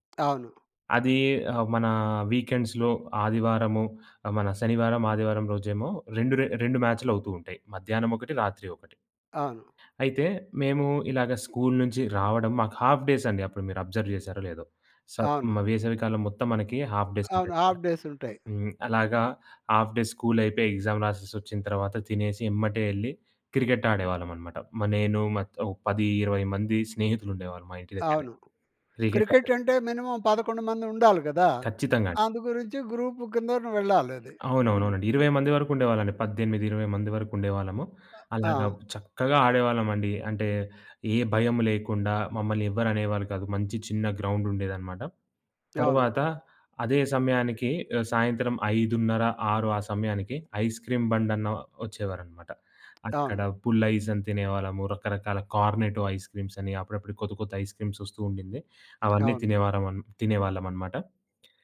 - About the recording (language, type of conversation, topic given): Telugu, podcast, మీ చిన్నతనంలో వేసవికాలం ఎలా గడిచేది?
- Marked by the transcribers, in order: tapping; in English: "వీకెండ్స్‌లో"; in English: "స్కూల్"; in English: "హాఫ్"; in English: "అబ్జర్వ్"; in English: "హాఫ్"; in English: "హాఫ్"; in English: "హాఫ్ డే"; in English: "ఎగ్జామ్"; in English: "మినిమమ్"; in English: "ఐస్‌క్రీమ్"; in English: "కార్నెటో"